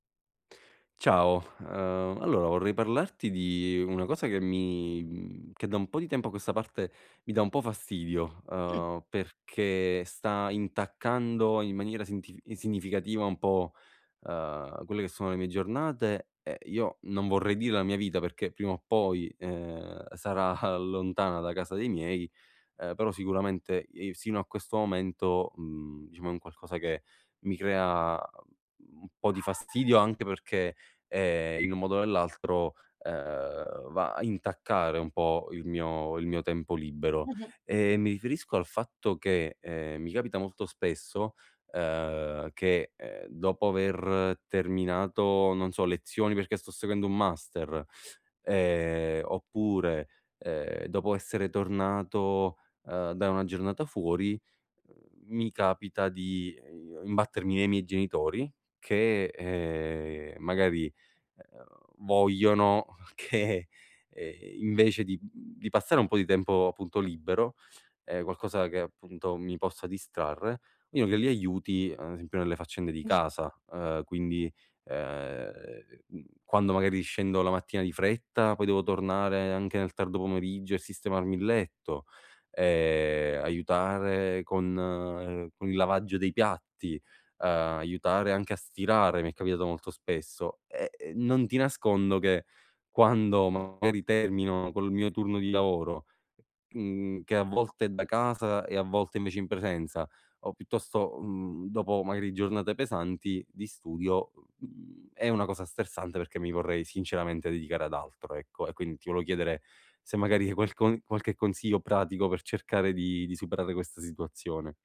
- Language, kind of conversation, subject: Italian, advice, Come posso ridurre le distrazioni domestiche per avere più tempo libero?
- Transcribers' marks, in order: "significativa" said as "insignificativa"; other animal sound; other background noise; laughing while speaking: "che"; chuckle